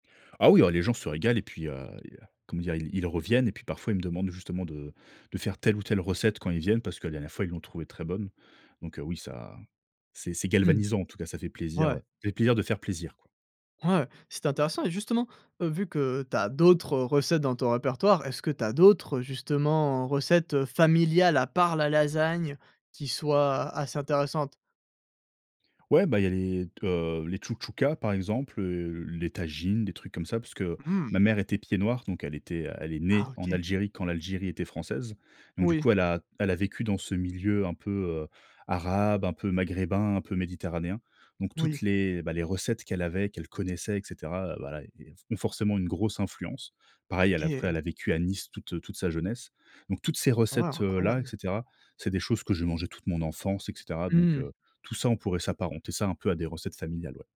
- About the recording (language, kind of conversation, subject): French, podcast, Peux-tu nous parler d’une recette familiale qu’on t’a transmise ?
- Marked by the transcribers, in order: none